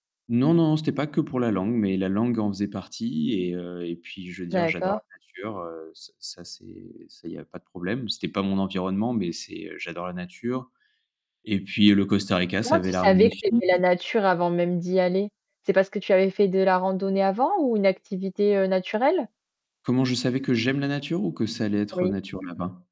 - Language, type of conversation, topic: French, podcast, Quel conseil donnerais-tu à quelqu’un qui part seul pour la première fois ?
- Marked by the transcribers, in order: static; distorted speech; stressed: "j'aime"